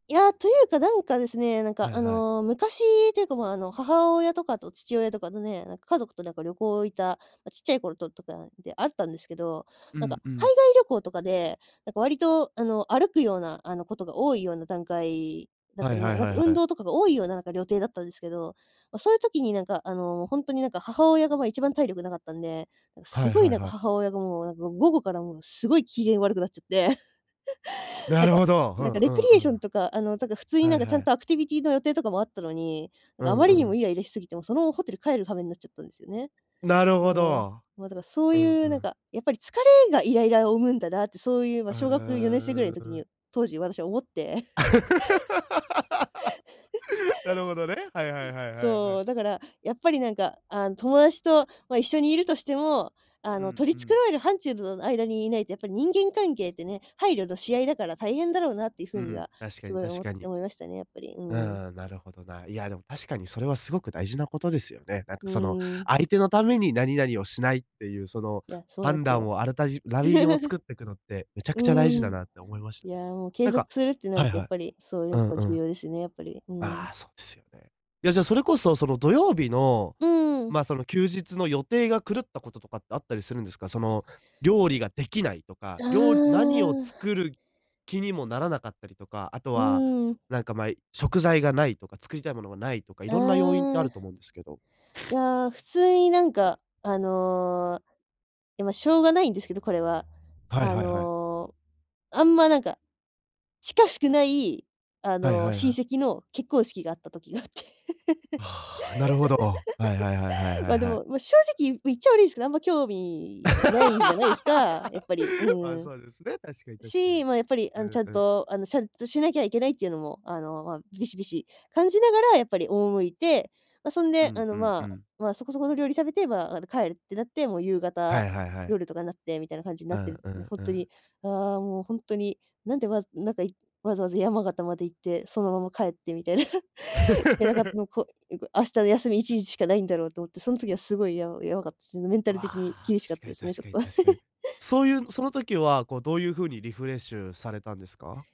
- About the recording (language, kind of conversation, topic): Japanese, podcast, 休日はどのように過ごすのがいちばん好きですか？
- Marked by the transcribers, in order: chuckle; in English: "アクティビティー"; tapping; chuckle; laugh; chuckle; chuckle; unintelligible speech; sniff; laughing while speaking: "時があって"; laugh; laugh; laughing while speaking: "みたいな"; chuckle; laugh; chuckle